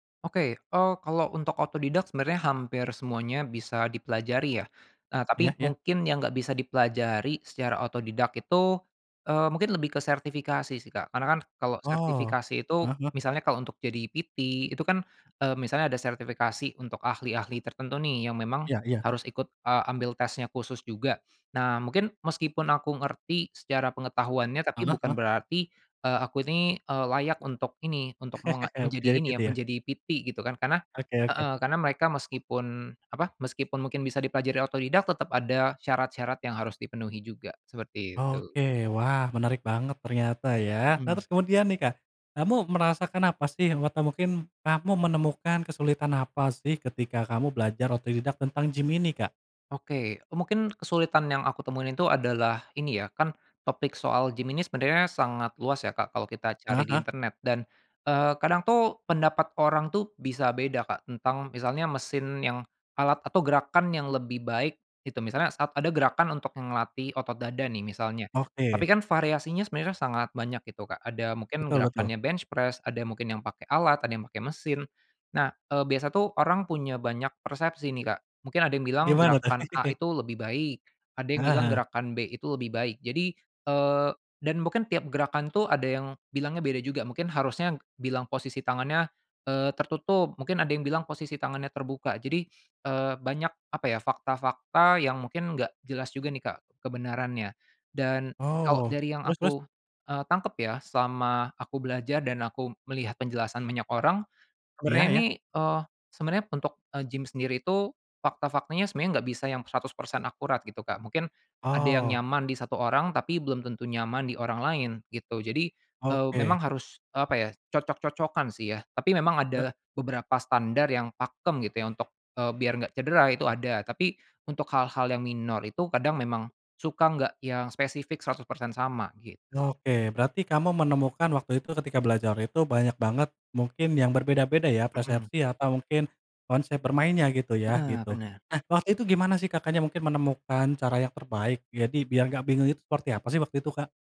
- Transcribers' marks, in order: in English: "PT"; laugh; in English: "PT"; in English: "PT"; other background noise; in English: "bench press"; laugh
- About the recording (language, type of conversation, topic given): Indonesian, podcast, Pernah nggak belajar otodidak, ceritain dong?